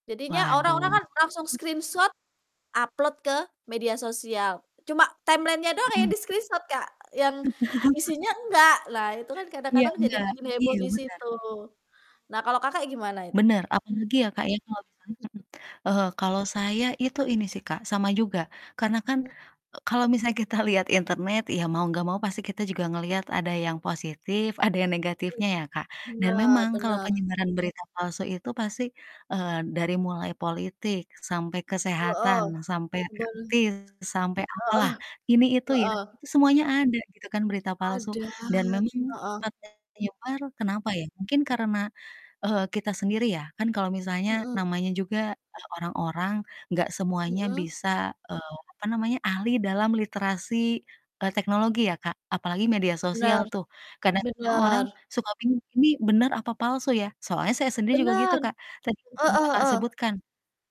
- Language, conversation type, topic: Indonesian, unstructured, Apa pendapat kamu tentang penyebaran berita palsu melalui internet?
- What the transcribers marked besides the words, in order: distorted speech; static; other noise; in English: "screenshot"; in English: "timeline-nya"; in English: "screenshot"; laugh; unintelligible speech; unintelligible speech; other background noise; laughing while speaking: "Heeh"; tapping